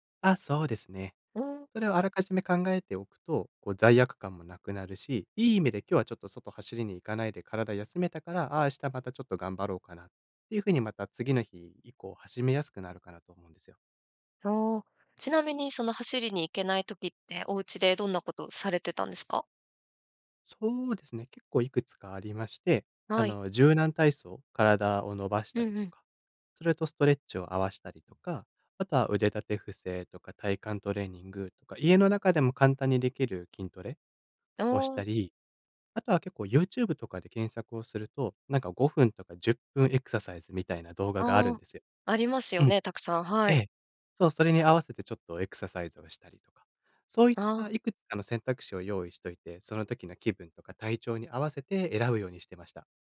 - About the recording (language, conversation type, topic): Japanese, podcast, 習慣を身につけるコツは何ですか？
- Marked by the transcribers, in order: none